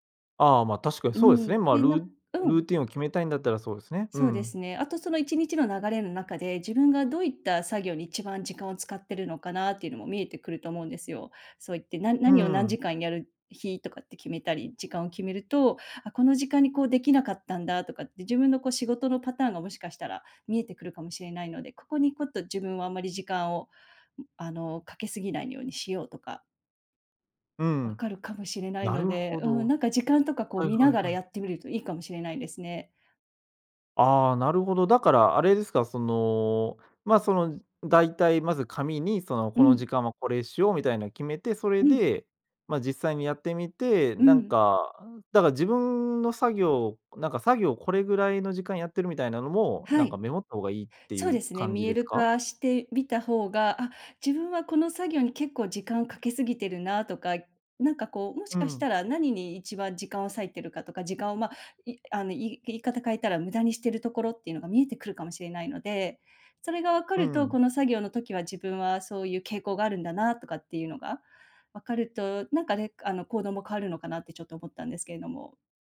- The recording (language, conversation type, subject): Japanese, advice, ルーチンがなくて時間を無駄にしていると感じるのはなぜですか？
- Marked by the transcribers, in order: tapping